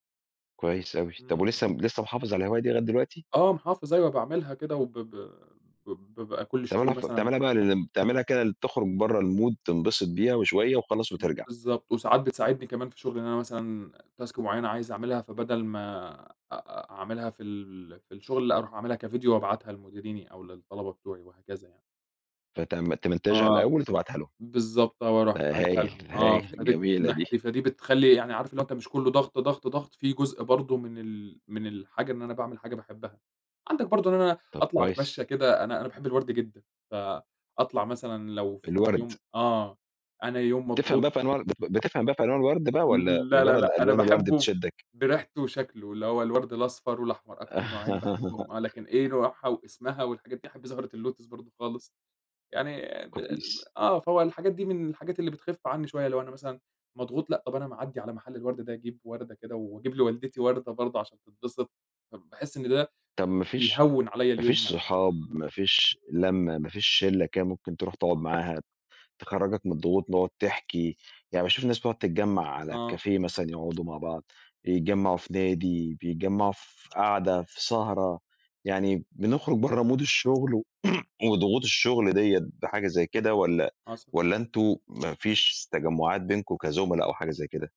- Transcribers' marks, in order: tapping; in English: "الmood"; other noise; in English: "task"; in English: "تمنتجها"; laugh; unintelligible speech; in English: "الcafe"; in English: "mood"; throat clearing
- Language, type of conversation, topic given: Arabic, podcast, إزاي بتتعامل مع ضغط الشغل اليومي؟